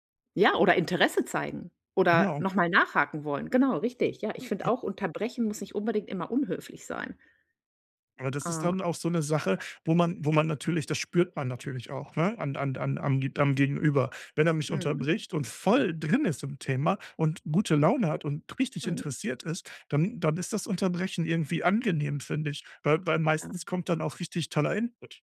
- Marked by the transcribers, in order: none
- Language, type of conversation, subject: German, podcast, Wie schafft ihr es, einander wirklich zuzuhören?